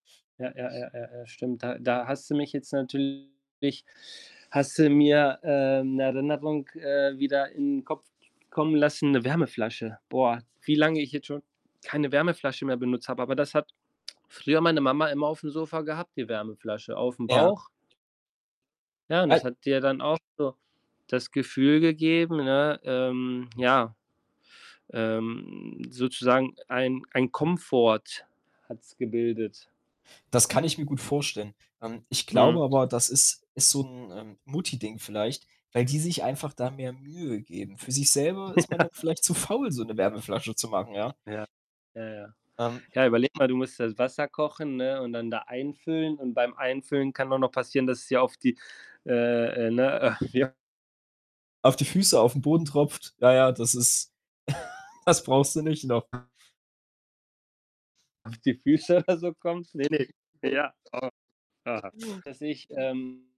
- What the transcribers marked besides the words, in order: static; distorted speech; other background noise; tapping; unintelligible speech; laughing while speaking: "Ja"; background speech; laughing while speaking: "wie h"; chuckle; laughing while speaking: "oder so"; unintelligible speech
- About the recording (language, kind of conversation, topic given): German, podcast, Was ziehst du an, um dich zu trösten?
- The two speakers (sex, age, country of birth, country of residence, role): male, 20-24, Germany, Germany, host; male, 35-39, Germany, Italy, guest